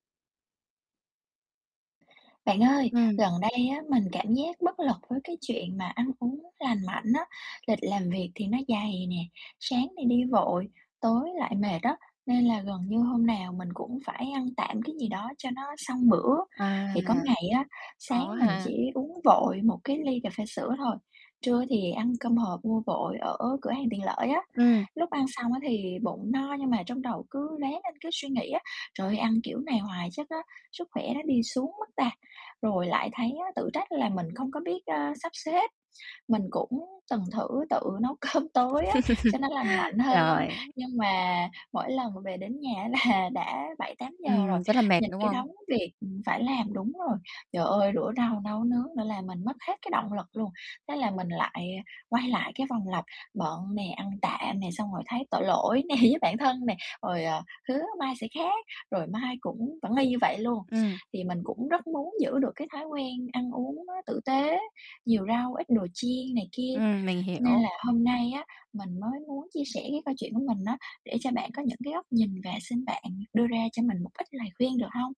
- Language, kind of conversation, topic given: Vietnamese, advice, Làm sao để duy trì thói quen ăn uống lành mạnh khi bạn quá bận rộn và không có nhiều thời gian?
- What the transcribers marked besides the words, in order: other background noise; tapping; laughing while speaking: "cơm"; chuckle; laughing while speaking: "là"; distorted speech; laughing while speaking: "nè"